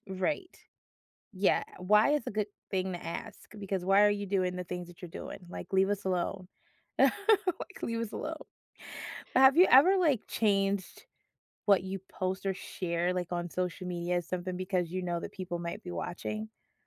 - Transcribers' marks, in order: chuckle
- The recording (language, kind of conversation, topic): English, unstructured, How do you feel about the idea of being watched online all the time?
- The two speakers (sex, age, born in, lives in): female, 25-29, United States, United States; female, 40-44, United States, United States